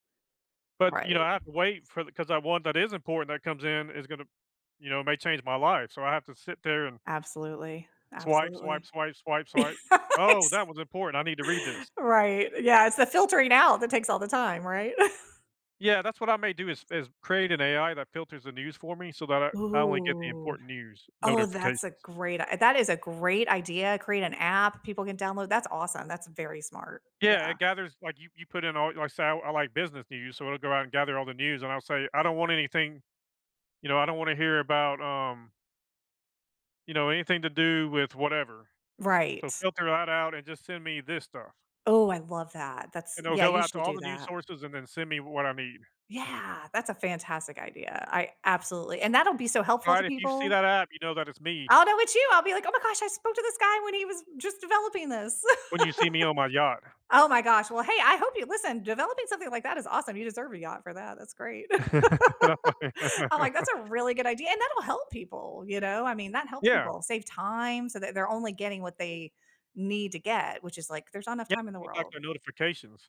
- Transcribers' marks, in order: other background noise; laugh; laughing while speaking: "Ex"; laugh; drawn out: "Ooh"; stressed: "Yeah"; laugh; laugh; tapping; laugh
- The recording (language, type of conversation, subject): English, unstructured, What recent news story worried you?